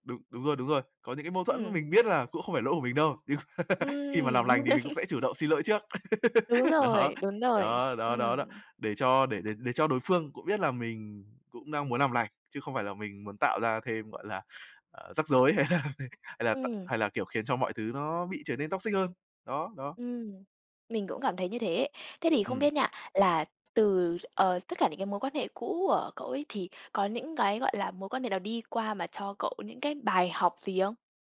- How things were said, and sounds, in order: laugh; other background noise; laugh; laugh; other noise; tapping; laughing while speaking: "hay là"; unintelligible speech; in English: "toxic"; "của" said as "ưở"
- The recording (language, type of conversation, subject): Vietnamese, podcast, Bạn quyết định như thế nào để biết một mối quan hệ nên tiếp tục hay nên kết thúc?